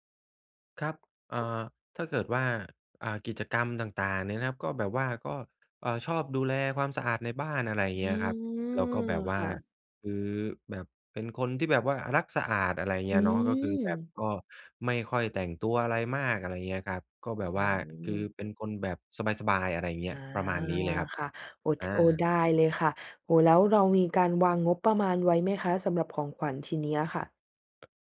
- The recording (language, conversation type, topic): Thai, advice, จะหาไอเดียของขวัญให้ถูกใจคนรับได้อย่างไร?
- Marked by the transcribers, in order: tapping